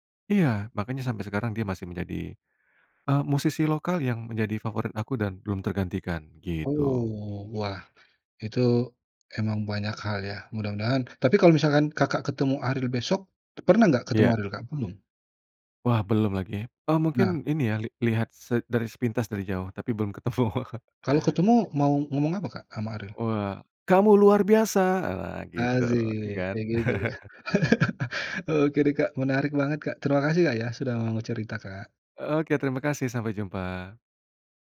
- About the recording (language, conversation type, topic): Indonesian, podcast, Siapa musisi lokal favoritmu?
- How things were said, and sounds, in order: laughing while speaking: "ketemu"; put-on voice: "Kamu luar biasa!"; chuckle